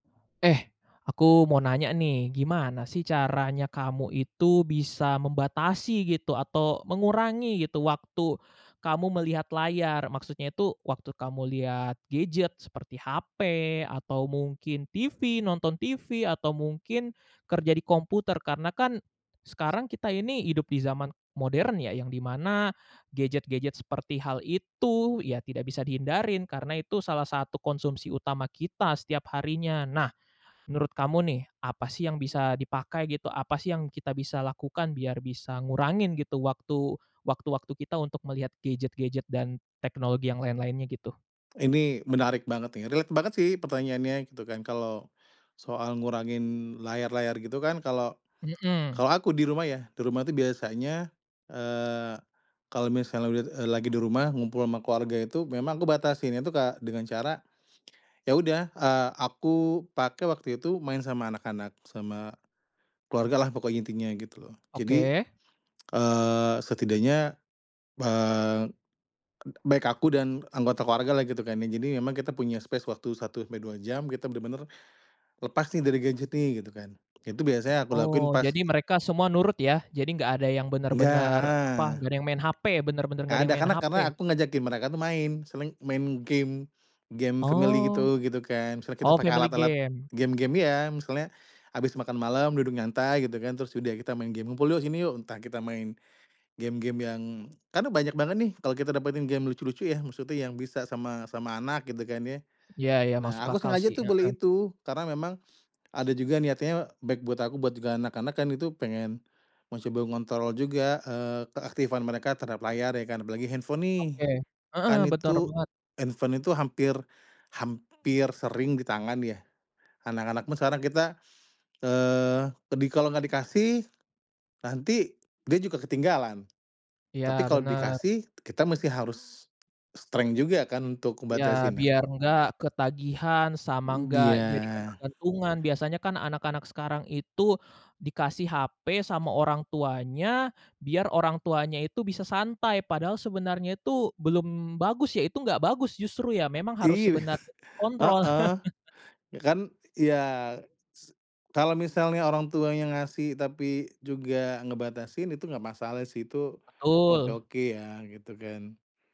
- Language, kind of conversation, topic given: Indonesian, podcast, Bagaimana kamu mengurangi waktu menatap layar setiap hari?
- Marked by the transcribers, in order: tapping; in English: "relate"; other background noise; in English: "space"; in English: "family"; in English: "family"; in English: "strength"; chuckle; laugh